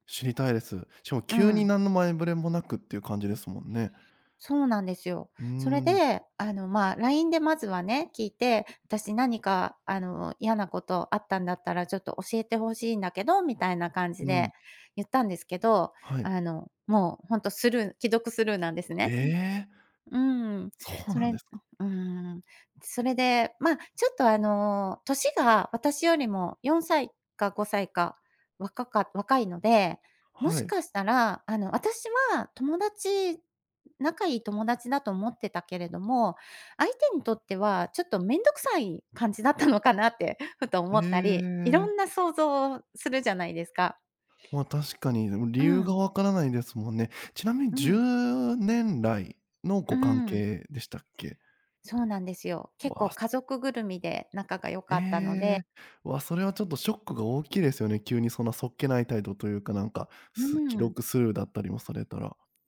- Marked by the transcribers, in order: laughing while speaking: "感じだったのかな"; sniff; other background noise
- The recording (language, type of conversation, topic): Japanese, advice, 共通の友達との関係をどう保てばよいのでしょうか？